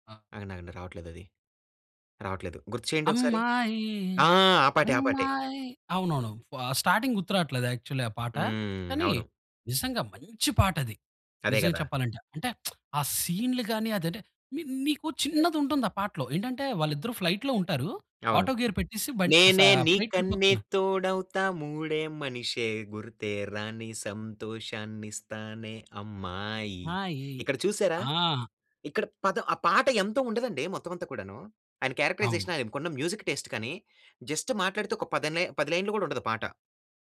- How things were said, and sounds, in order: singing: "అమ్మాయి, అమ్మాయి"; in English: "స్టార్టింగ్"; in English: "యాక్చువల్"; stressed: "మంచి"; lip smack; in English: "ఫ్లైట్‌లో"; in English: "ఆటో గేర్"; singing: "నేనే నీకన్నీ తోడవుతా మూడే మనిషే గుర్తే రాని సంతోషాన్నిస్తానే అమ్మాయి"; in English: "ఫ్లైట్"; in English: "క్యారెక్టరైజేషన్"; in English: "మ్యూజిక్ టేస్ట్"; in English: "జస్ట్"
- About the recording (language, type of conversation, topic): Telugu, podcast, సినిమా రుచులు కాలంతో ఎలా మారాయి?